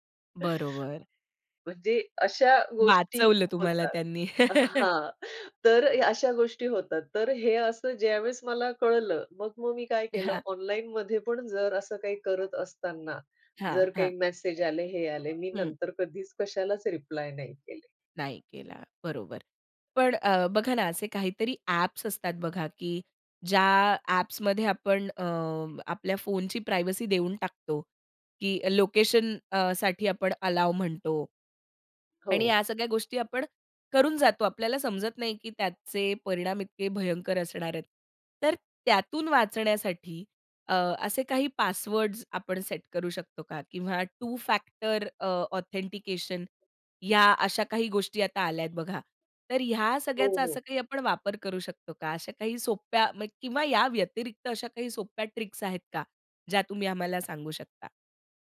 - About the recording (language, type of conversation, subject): Marathi, podcast, डिजिटल सुरक्षा आणि गोपनीयतेबद्दल तुम्ही किती जागरूक आहात?
- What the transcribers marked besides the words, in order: chuckle; background speech; in English: "प्रायव्हसी"; other noise; in English: "अलाओ"; other background noise; in English: "टू फॅक्टर"; in English: "ऑथेंटिकेशन"; tapping